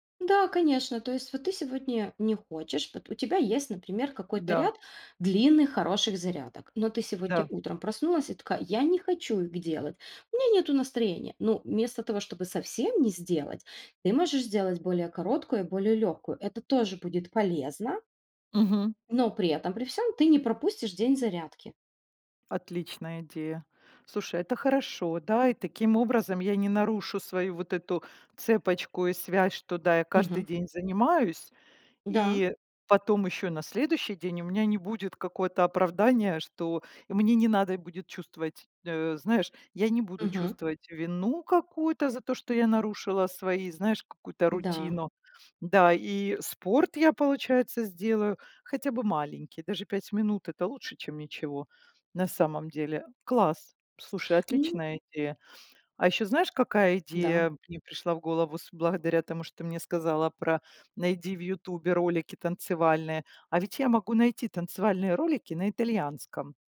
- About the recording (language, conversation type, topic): Russian, advice, Как выбрать, на какие проекты стоит тратить время, если их слишком много?
- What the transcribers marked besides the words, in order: other background noise